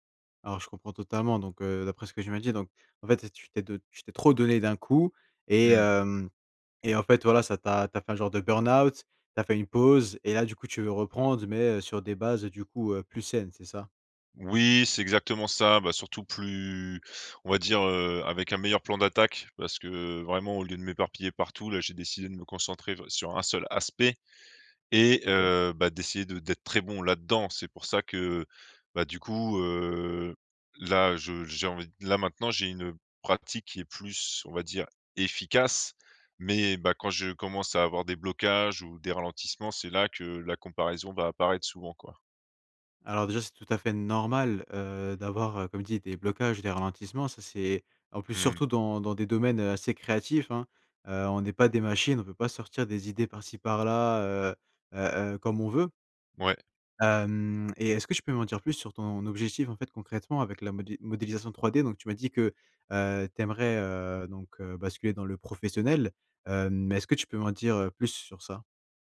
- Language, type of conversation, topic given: French, advice, Comment arrêter de me comparer aux autres quand cela bloque ma confiance créative ?
- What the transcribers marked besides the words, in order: other background noise; stressed: "trop"; stressed: "efficace"; stressed: "normal"